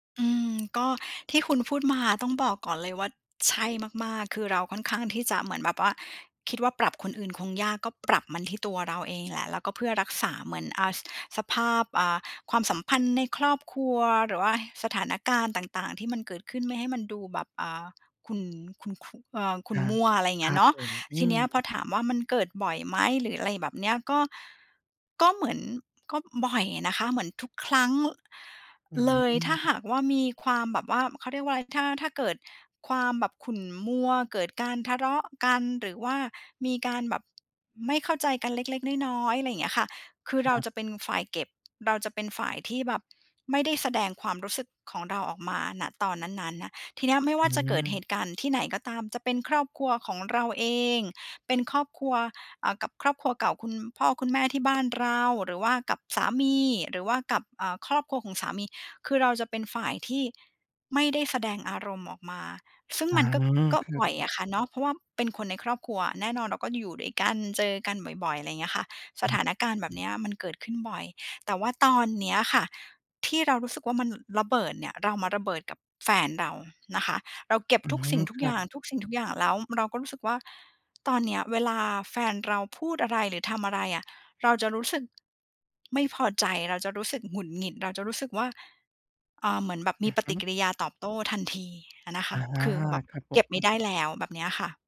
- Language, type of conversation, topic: Thai, advice, ทำไมฉันถึงเก็บความรู้สึกไว้จนสุดท้ายระเบิดใส่คนที่รัก?
- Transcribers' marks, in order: other background noise